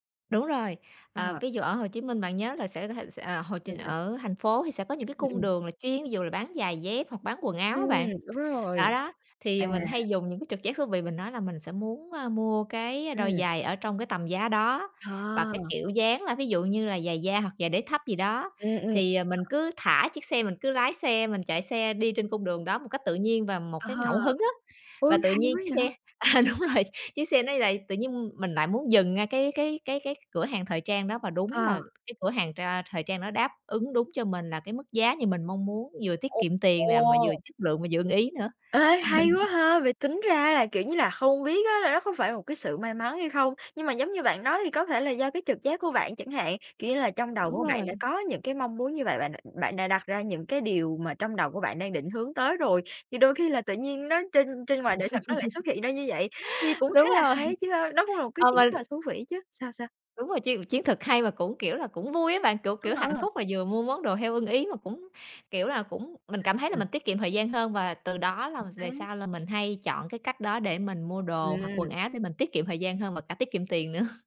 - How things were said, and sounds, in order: unintelligible speech; tapping; other background noise; laughing while speaking: "à, đúng rồi"; chuckle; background speech; laugh
- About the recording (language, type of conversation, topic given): Vietnamese, podcast, Bạn làm thế nào để nuôi dưỡng trực giác?